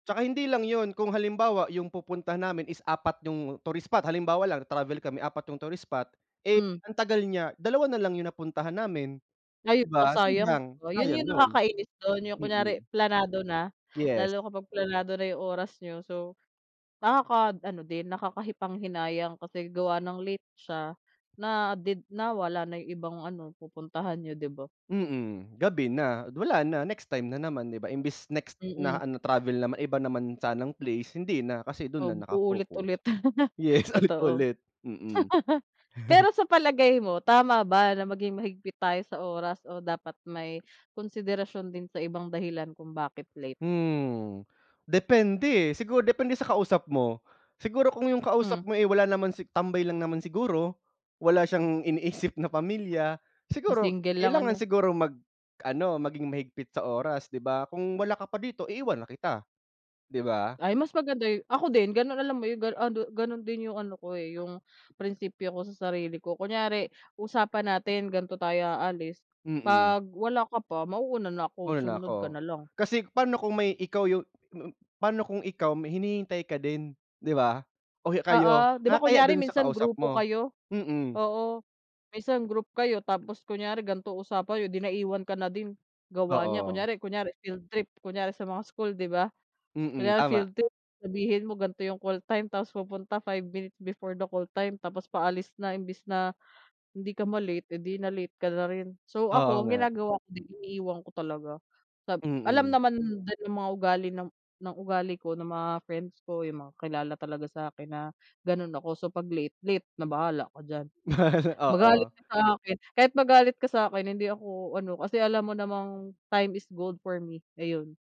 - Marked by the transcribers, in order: laugh; laughing while speaking: "Yes, ulit-ulit"; laugh; laugh; in English: "time is gold for me"
- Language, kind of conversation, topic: Filipino, unstructured, Ano ang masasabi mo sa mga taong laging nahuhuli sa takdang oras ng pagkikita?